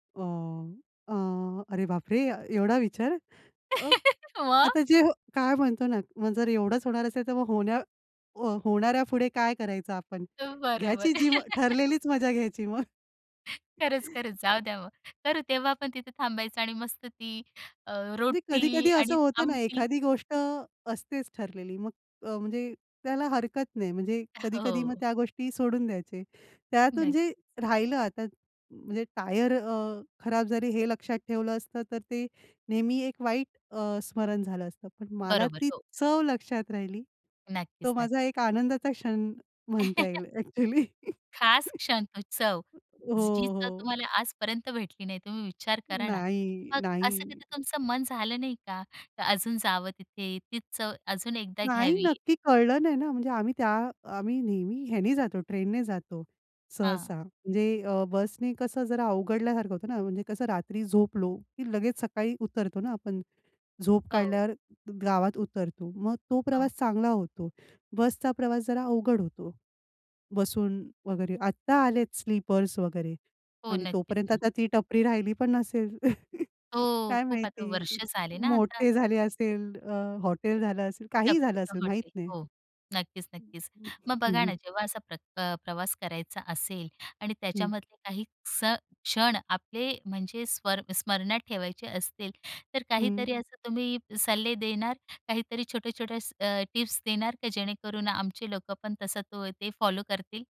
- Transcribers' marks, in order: laugh; laughing while speaking: "अ, बरोबर"; laughing while speaking: "खरंच, खरंच. जाऊ द्या हो"; chuckle; tapping; other background noise; chuckle; laugh; other noise; chuckle
- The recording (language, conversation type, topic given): Marathi, podcast, प्रवासातला एखादा खास क्षण कोणता होता?